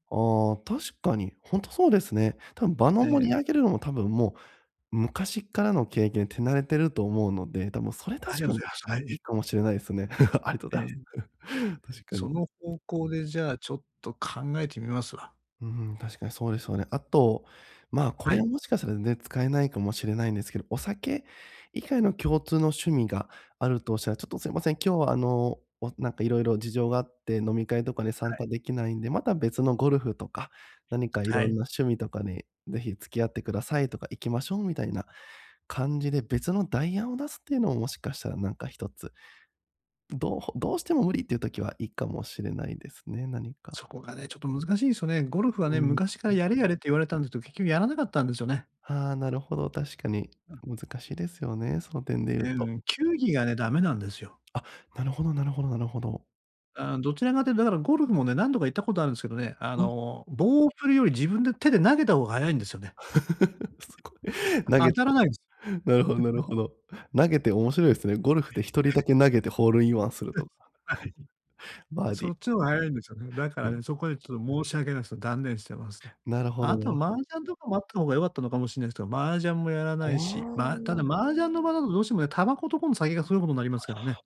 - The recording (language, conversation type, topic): Japanese, advice, 断りづらい誘いを上手にかわすにはどうすればいいですか？
- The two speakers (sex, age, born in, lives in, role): male, 30-34, Japan, Japan, advisor; male, 60-64, Japan, Japan, user
- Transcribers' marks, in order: laugh; chuckle; laugh; laughing while speaking: "すごい"; chuckle; other noise; chuckle; laughing while speaking: "はい"; chuckle